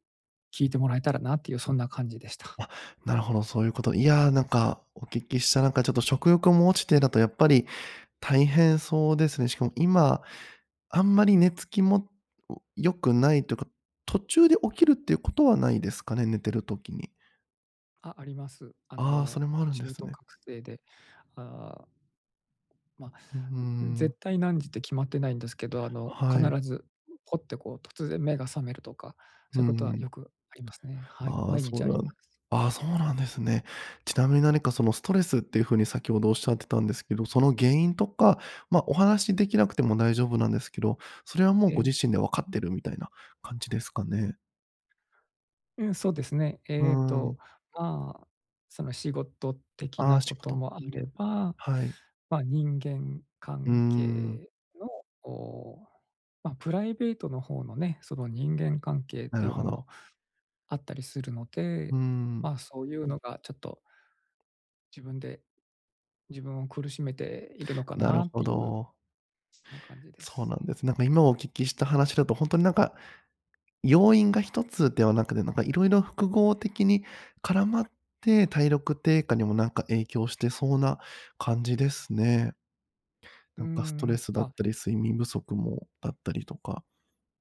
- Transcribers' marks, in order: other noise
- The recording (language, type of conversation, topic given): Japanese, advice, 年齢による体力低下にどう向き合うか悩んでいる